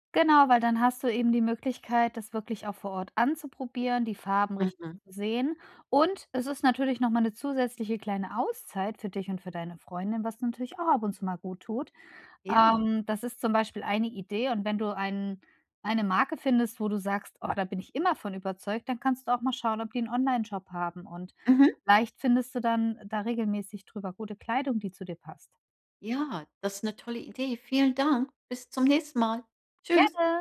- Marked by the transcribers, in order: joyful: "Vielen Dank. Bis zum nächsten Mal. Tschüss"; joyful: "Gerne"
- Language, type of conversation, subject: German, advice, Wie finde ich meinen persönlichen Stil, ohne mich unsicher zu fühlen?